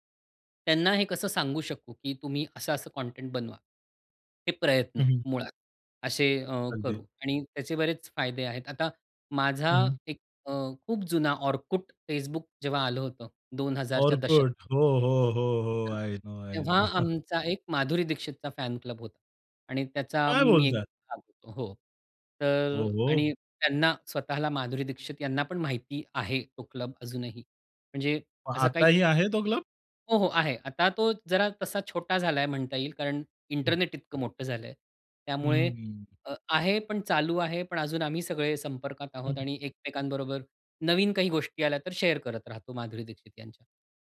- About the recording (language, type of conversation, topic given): Marathi, podcast, चाहत्यांचे गट आणि चाहत संस्कृती यांचे फायदे आणि तोटे कोणते आहेत?
- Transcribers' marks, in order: other background noise; unintelligible speech; in English: "आय नो, आय नो"; chuckle; in English: "फॅन क्लब"; surprised: "काय बोलताय!"; in English: "क्लब"; in English: "क्लब?"; in English: "शेअर"